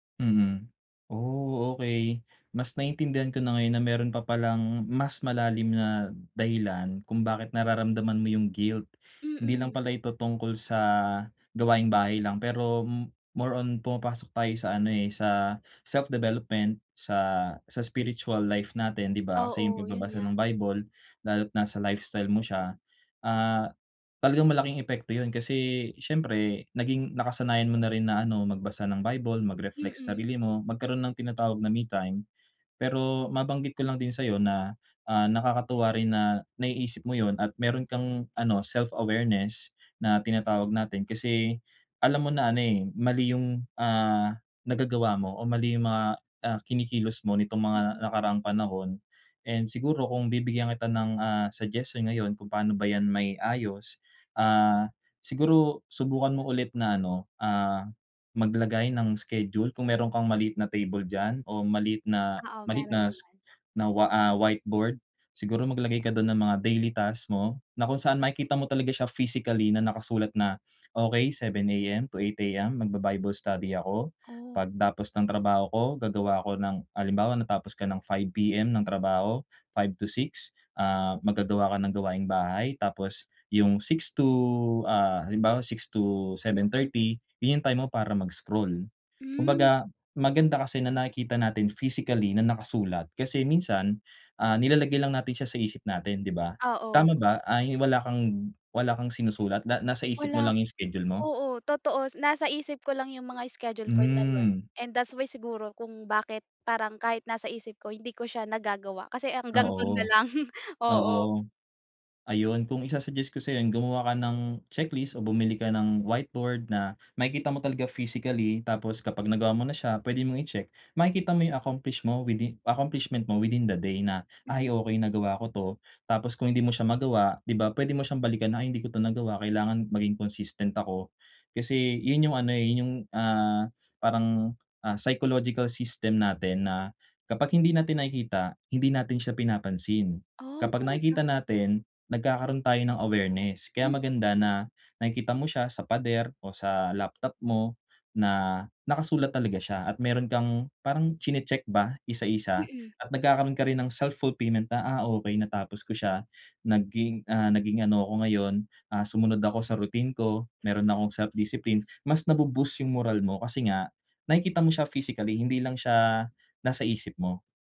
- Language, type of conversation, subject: Filipino, advice, Paano ako magtatakda ng malinaw na personal na hangganan nang hindi nakakaramdam ng pagkakasala?
- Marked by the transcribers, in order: tapping; other background noise; chuckle; in English: "psychological system"; in English: "self-fulfillment"